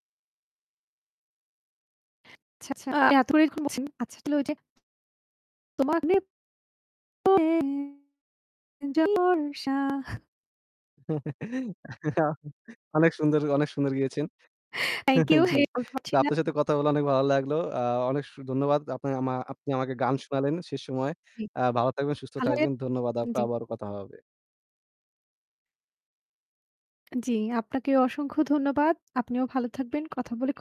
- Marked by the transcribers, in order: static; distorted speech; unintelligible speech; singing: "বর্ষা"; chuckle; chuckle; unintelligible speech; other background noise
- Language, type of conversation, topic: Bengali, unstructured, আপনার প্রিয় শিল্পী বা গায়ক কে, এবং কেন?